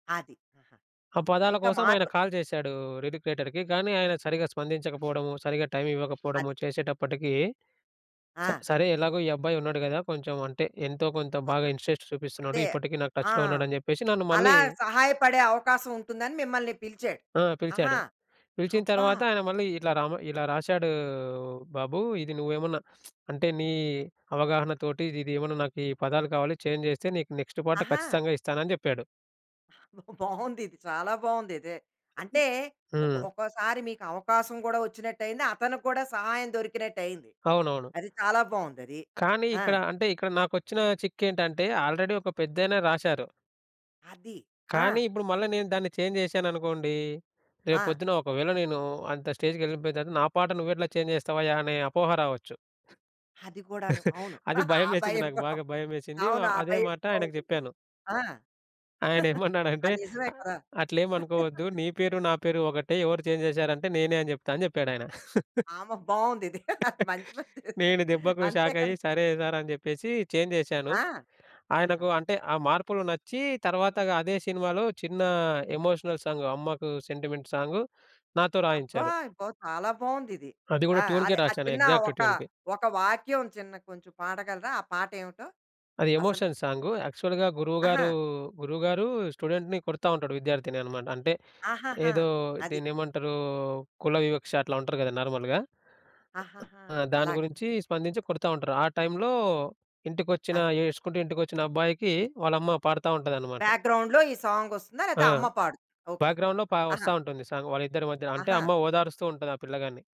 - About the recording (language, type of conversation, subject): Telugu, podcast, ఒక అవకాశాన్ని కోల్పోయిన తర్వాత మళ్లీ ఎలా నిలదొక్కుకుంటారు?
- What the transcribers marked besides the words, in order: in English: "కాల్"; in English: "లిరిక్ రైటర్‌కి"; other background noise; unintelligible speech; in English: "టచ్‌లో"; drawn out: "రాశాడూ"; lip smack; in English: "చేంజ్"; in English: "నెక్స్ట్"; laughing while speaking: "బావుందిది"; in English: "ఆల్రెడీ"; in English: "చేంజ్"; in English: "స్టేజ్‌కెళ్ళిపోయిన"; in English: "చేంజ్"; chuckle; laughing while speaking: "ఆ భయం కూడా"; chuckle; in English: "చేంజ్"; chuckle; laughing while speaking: "మంచి పని చెశా"; in English: "ఎమోషనల్ సాంగ్"; in English: "సెంటిమెంట్"; in English: "ట్యూన్‌కే"; in English: "ఎగ్జాక్ట్ ట్యూన్‌కి"; in English: "ఎమోషన్"; in English: "యాక్చువల్‌గా"; in English: "స్టూడెంట్‌ని"; in English: "నార్మల్‌గా"; in English: "బ్యా‌గ్రౌండ్‌లో"; in English: "బ్యాక్‌గ్రౌండ్‌లో"; in English: "సాంగ్"